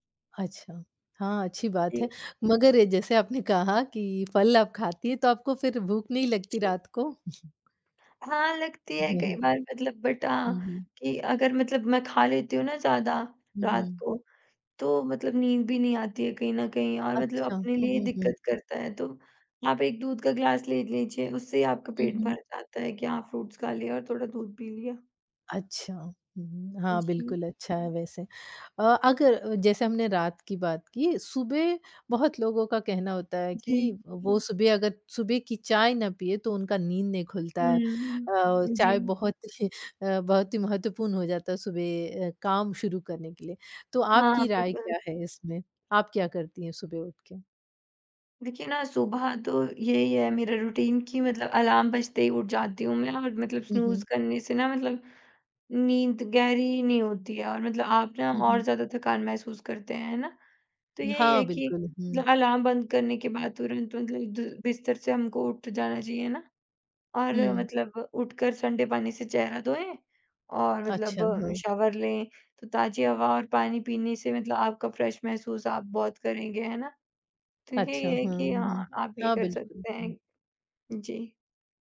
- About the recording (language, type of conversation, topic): Hindi, podcast, सुबह जल्दी उठने की कोई ट्रिक बताओ?
- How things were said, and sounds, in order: tapping; other background noise; in English: "बट"; in English: "फ्रूट्स"; chuckle; in English: "रूटीन"; in English: "स्नूज़"; "ठंडे" said as "सन्डे"; in English: "फ्रेश"